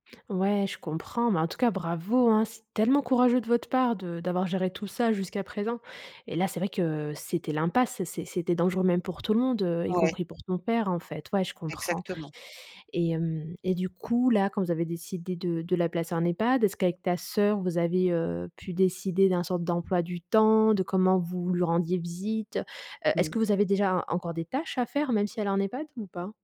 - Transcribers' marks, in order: tapping
- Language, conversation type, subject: French, advice, Comment prenez-vous soin d’un proche malade ou âgé, et comment réaménagez-vous votre emploi du temps pour y parvenir ?
- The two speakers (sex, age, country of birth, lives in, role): female, 35-39, France, Germany, advisor; female, 50-54, France, France, user